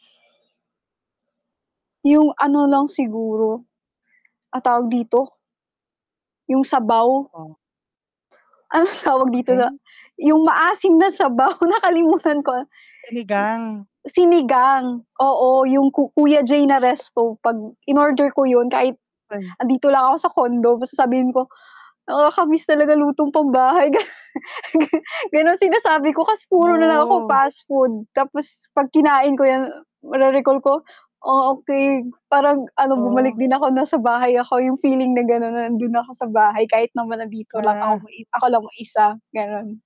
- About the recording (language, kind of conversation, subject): Filipino, unstructured, Anong pagkain ang laging nagpapaalala sa iyo ng bahay?
- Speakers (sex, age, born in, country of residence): female, 25-29, Philippines, Philippines; male, 30-34, Philippines, Philippines
- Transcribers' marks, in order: static; tapping; laughing while speaking: "Anong tawag dito nga yung maasim na sabaw, nakalimutan ko"; distorted speech; laughing while speaking: "Ga ganon"; other background noise; drawn out: "No"